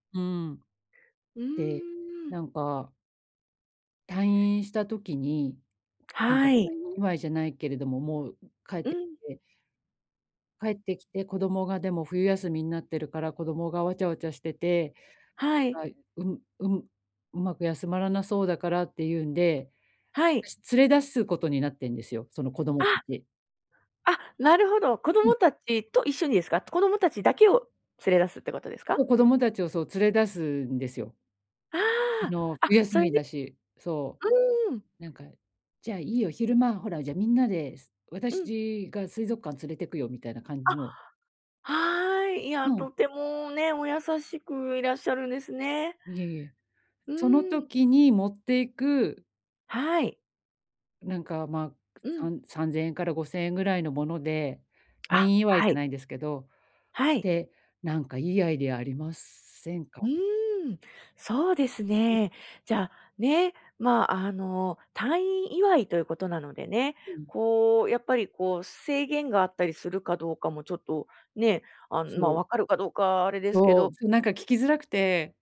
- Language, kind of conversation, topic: Japanese, advice, 予算内で喜ばれるギフトは、どう選べばよいですか？
- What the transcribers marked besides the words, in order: tapping; unintelligible speech; unintelligible speech; other background noise; other noise